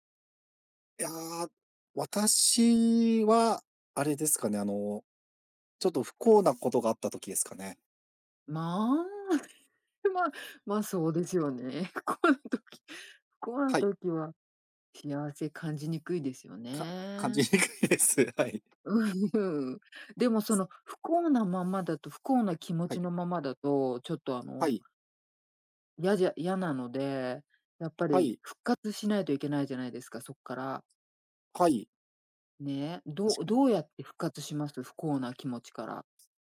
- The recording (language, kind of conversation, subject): Japanese, unstructured, 幸せを感じるのはどんなときですか？
- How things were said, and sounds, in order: chuckle; laughing while speaking: "不幸な時"; laughing while speaking: "にくいです。はい"; laughing while speaking: "うん"